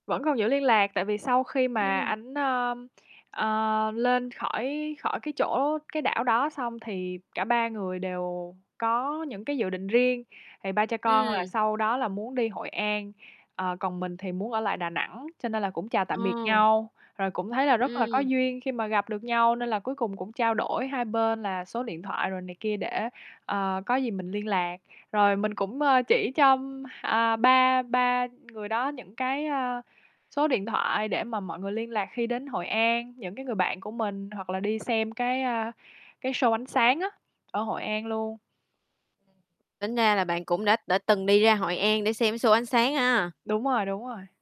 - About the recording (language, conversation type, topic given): Vietnamese, podcast, Kỷ niệm đáng nhớ nhất của bạn liên quan đến sở thích này là gì?
- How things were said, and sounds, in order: tapping